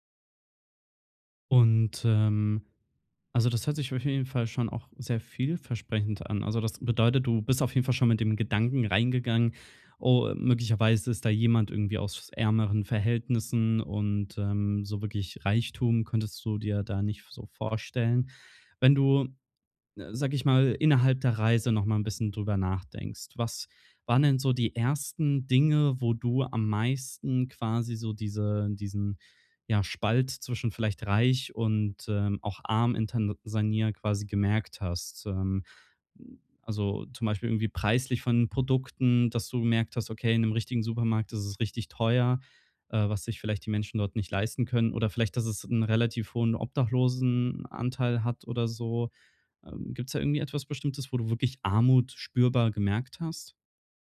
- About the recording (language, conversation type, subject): German, podcast, Was hat dir deine erste große Reise beigebracht?
- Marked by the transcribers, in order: stressed: "Produkten"